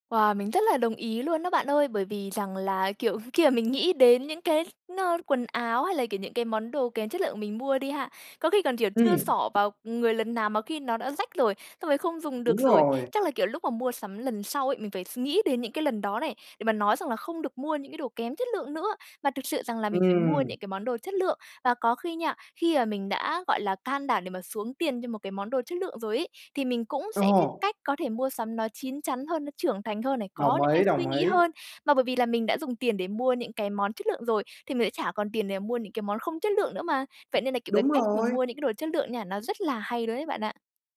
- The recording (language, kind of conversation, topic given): Vietnamese, advice, Làm thế nào để ưu tiên chất lượng hơn số lượng khi mua sắm?
- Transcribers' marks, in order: tapping; laughing while speaking: "kiểu"; other background noise